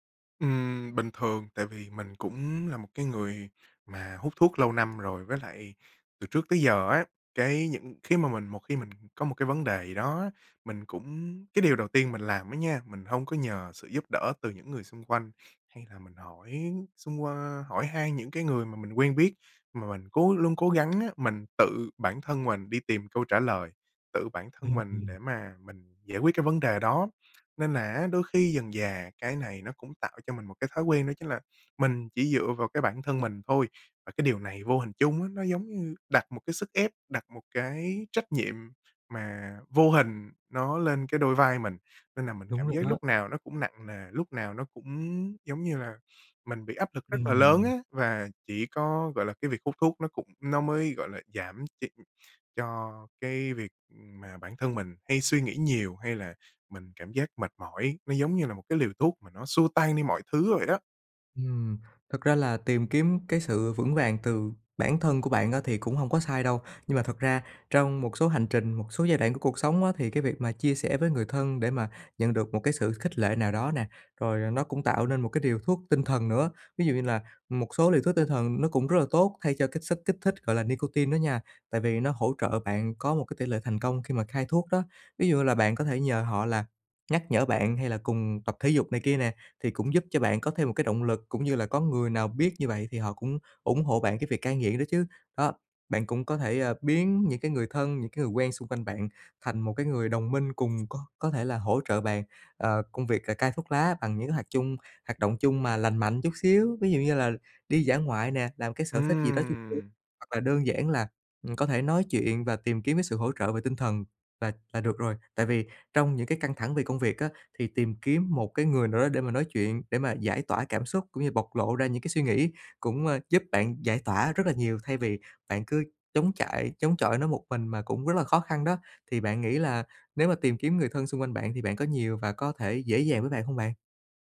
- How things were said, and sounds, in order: other background noise; tapping; drawn out: "Ừm"
- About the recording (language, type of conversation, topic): Vietnamese, advice, Làm thế nào để đối mặt với cơn thèm khát và kiềm chế nó hiệu quả?